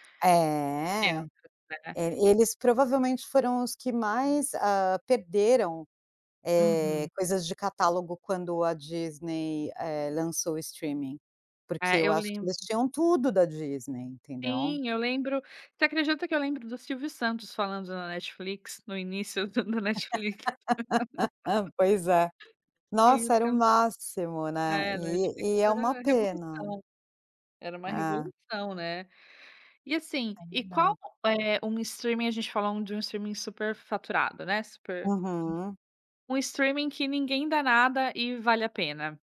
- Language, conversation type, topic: Portuguese, podcast, Como você escolhe entre plataformas de streaming?
- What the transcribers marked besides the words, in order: in English: "streaming"; laugh; unintelligible speech; in English: "streaming"; in English: "streaming"; in English: "streaming"